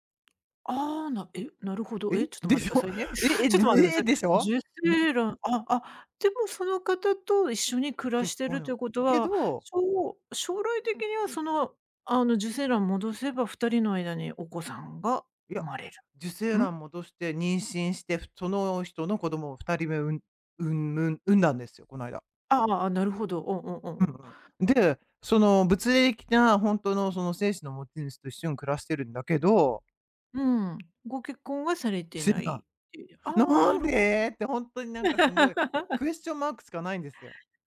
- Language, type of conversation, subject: Japanese, advice, 将来の結婚や子どもに関する価値観の違いで、進路が合わないときはどうすればよいですか？
- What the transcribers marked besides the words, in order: laughing while speaking: "でしょ？"; other background noise; other noise; tapping; surprised: "なんで？"; laugh